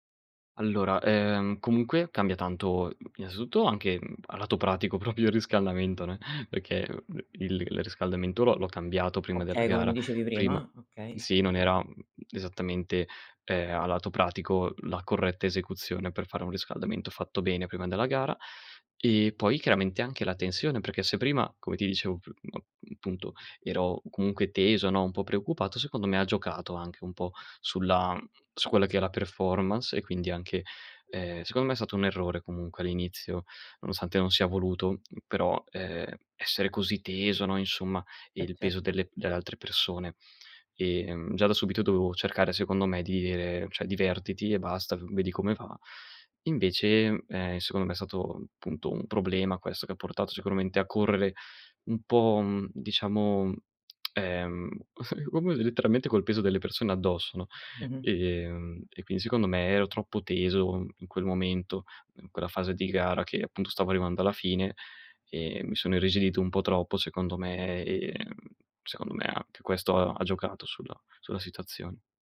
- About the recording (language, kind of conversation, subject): Italian, podcast, Raccontami di un fallimento che si è trasformato in un'opportunità?
- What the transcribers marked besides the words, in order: "innanzitutto" said as "inansitutto"; laughing while speaking: "propio il riscaldamento"; "proprio" said as "propio"; "perché" said as "pecché"; in English: "performance"; "Cioè" said as "ceh"; tsk; unintelligible speech